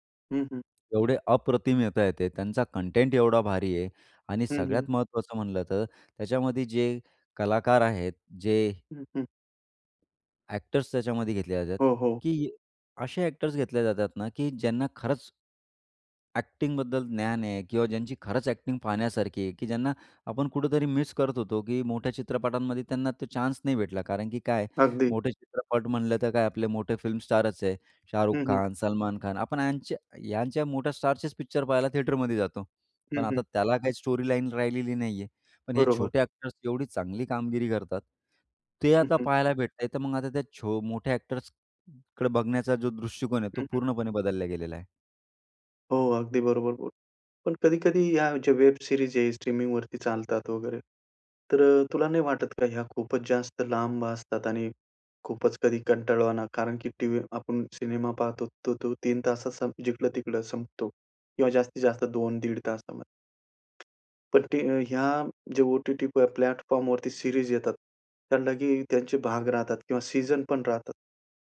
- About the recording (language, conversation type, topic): Marathi, podcast, स्ट्रीमिंगमुळे सिनेमा पाहण्याचा अनुभव कसा बदलला आहे?
- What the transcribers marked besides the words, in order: tapping; in English: "ॲकटिन्गबद्दल"; in English: "ॲकटिन्ग"; in English: "थिएटरमध्ये"; in English: "स्टोरीलाईन"; in English: "वेब सिरीज"; in English: "प्लॅटफॉर्मवरती सिरीज"